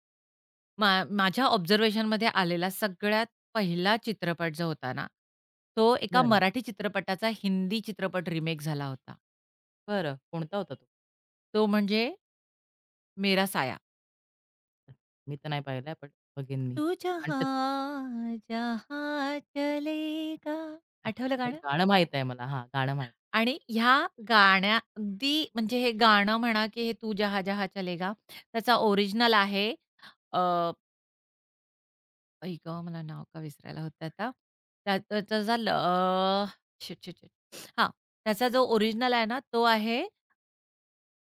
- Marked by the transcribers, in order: in English: "ऑब्झर्वेशनमध्ये"; horn; singing: "तू जहाँ जहाँ चलेगा"; bird; teeth sucking
- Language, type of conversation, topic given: Marathi, podcast, रिमेक करताना मूळ कथेचा गाभा कसा जपावा?